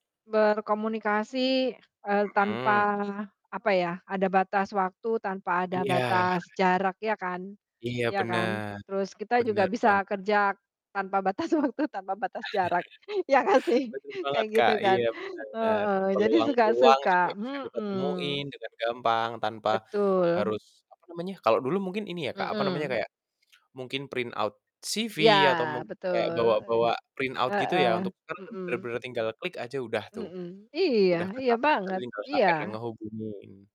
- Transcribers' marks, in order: distorted speech; laughing while speaking: "waktu"; chuckle; laughing while speaking: "ya gak sih?"; tapping; in English: "print out CV"; in English: "print out"; other background noise
- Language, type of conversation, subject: Indonesian, unstructured, Teknologi terbaru apa yang menurutmu paling membantu kehidupan sehari-hari?